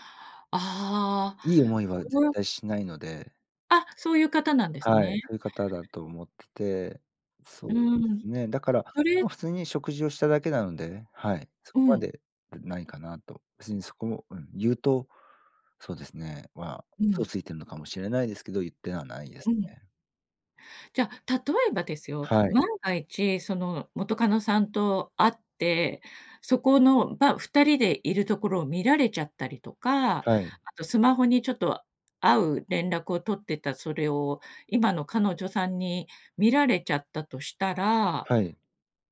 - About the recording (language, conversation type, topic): Japanese, advice, 元恋人との関係を続けるべきか、終わらせるべきか迷ったときはどうすればいいですか？
- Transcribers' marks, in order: none